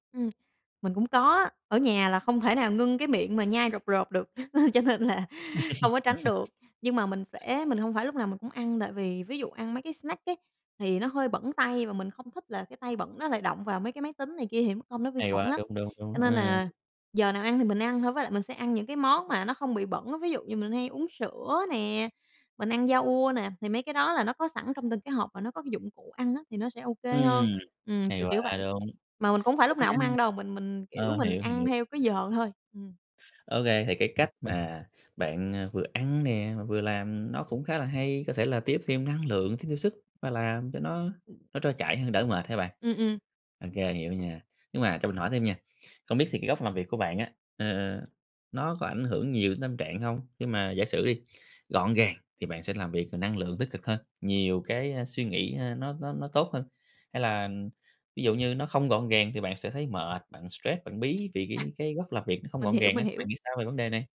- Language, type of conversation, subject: Vietnamese, podcast, Bạn tổ chức góc làm việc ở nhà như thế nào để dễ tập trung?
- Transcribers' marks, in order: tapping; laugh; laughing while speaking: "cho nên là"; laugh; other background noise